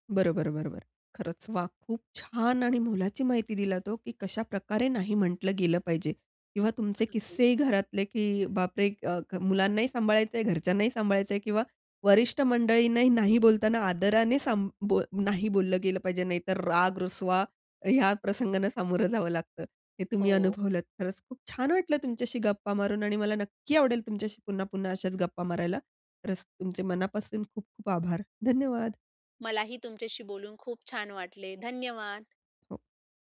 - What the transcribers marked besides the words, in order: other noise
- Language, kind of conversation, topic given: Marathi, podcast, दैनंदिन जीवनात ‘नाही’ म्हणताना तुम्ही स्वतःला कसे सांभाळता?